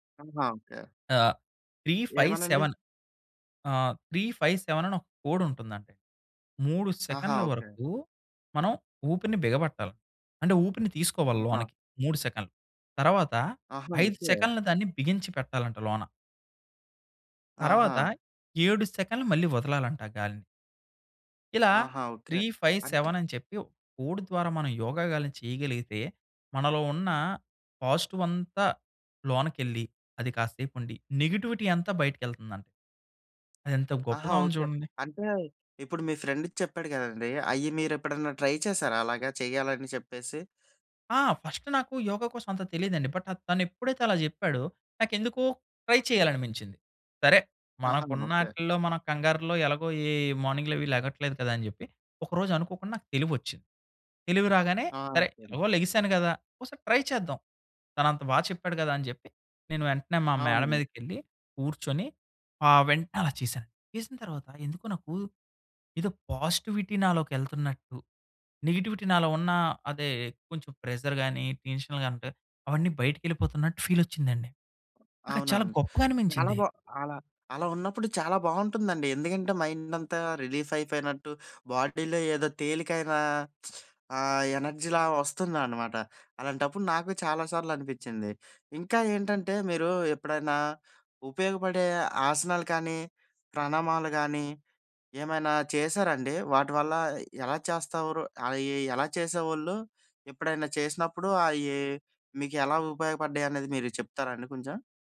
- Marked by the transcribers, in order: in English: "త్రీ ఫైవ్ సెవెన్"; in English: "త్రీ ఫైవ్ సెవెన్"; in English: "కోడ్"; in English: "త్రీ ఫైవ్ సెవెన్"; in English: "కోడ్"; in English: "పాజిటివ్"; in English: "నెగెటివిటీ"; in English: "ఫ్రెండ్"; in English: "ట్రై"; in English: "ఫస్ట్"; in English: "బట్"; in English: "ట్రై"; in English: "ట్రై"; in English: "పాజిటివిటీ"; in English: "నెగెటివిటీ"; in English: "ప్రెజర్"; in English: "టెన్షన్"; in English: "ఫీల్"; other background noise; in English: "మైండ్"; in English: "రిలీఫ్"; in English: "బాడీలో"; in English: "ఎనర్జీ‌లా"; "చేసేవారు" said as "చేస్తావురు"
- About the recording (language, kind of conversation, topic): Telugu, podcast, యోగా చేసి చూడావా, అది నీకు ఎలా అనిపించింది?
- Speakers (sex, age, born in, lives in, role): male, 25-29, India, India, host; male, 30-34, India, India, guest